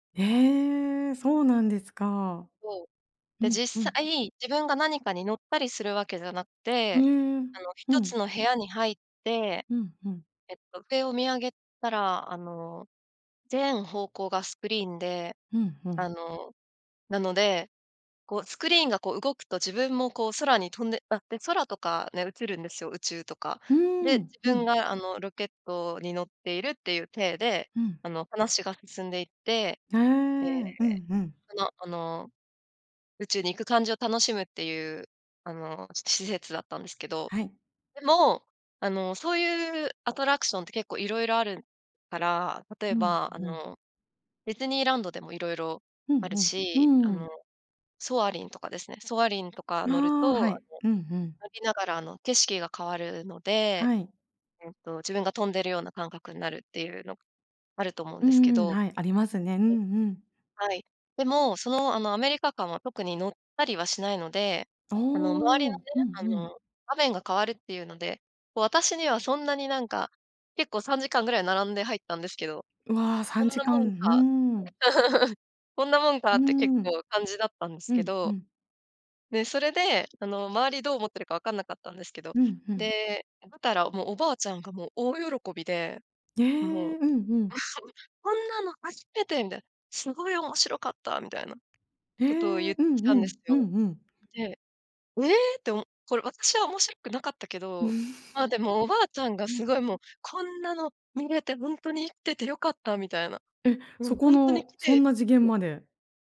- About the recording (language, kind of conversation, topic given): Japanese, podcast, 家族と過ごした忘れられない時間は、どんなときでしたか？
- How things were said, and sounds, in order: other background noise; giggle; giggle; chuckle